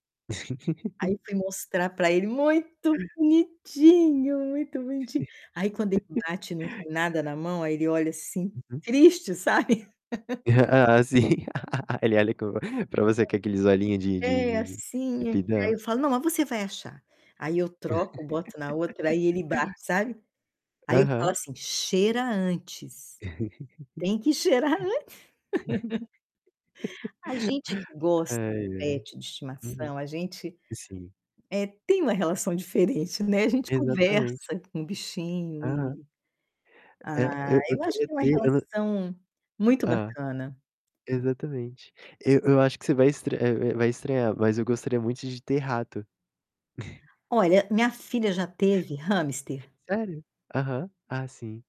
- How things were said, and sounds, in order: chuckle; laugh; distorted speech; laughing while speaking: "Ah"; laugh; unintelligible speech; tapping; laugh; laugh; laughing while speaking: "tem que cheirar antes"; laugh; in English: "pet"; chuckle; other background noise
- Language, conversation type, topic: Portuguese, unstructured, Qual é a importância dos animais de estimação para o bem-estar das pessoas?